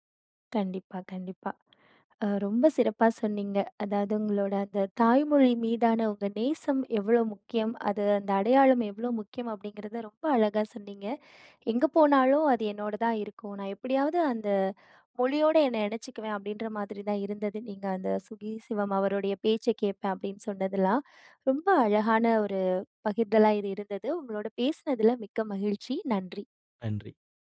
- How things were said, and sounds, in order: none
- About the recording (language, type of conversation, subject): Tamil, podcast, தாய்மொழி உங்கள் அடையாளத்திற்கு எவ்வளவு முக்கியமானது?